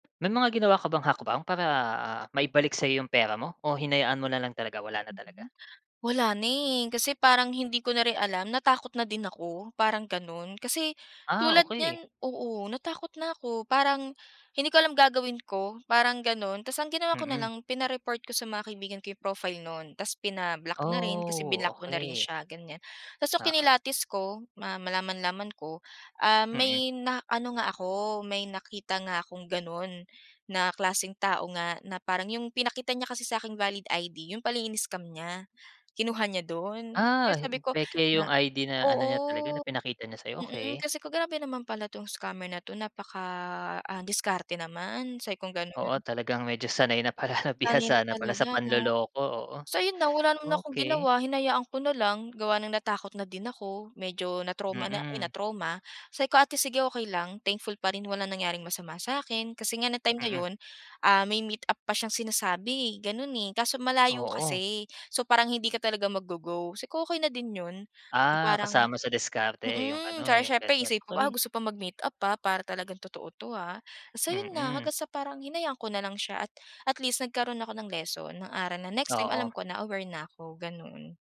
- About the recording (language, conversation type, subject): Filipino, podcast, Ano ang mga payo mo para manatiling ligtas sa internet?
- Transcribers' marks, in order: other background noise